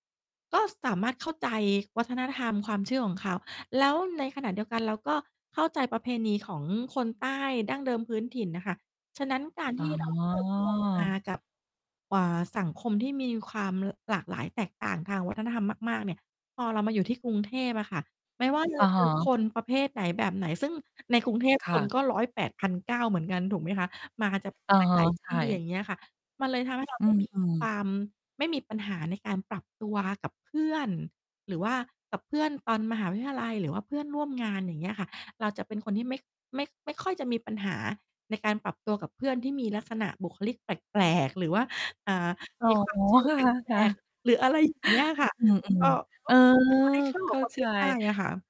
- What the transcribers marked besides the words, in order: mechanical hum; distorted speech; static; laugh
- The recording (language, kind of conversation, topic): Thai, podcast, คุณเคยรู้สึกภูมิใจในเชื้อสายของตัวเองเพราะอะไรบ้าง?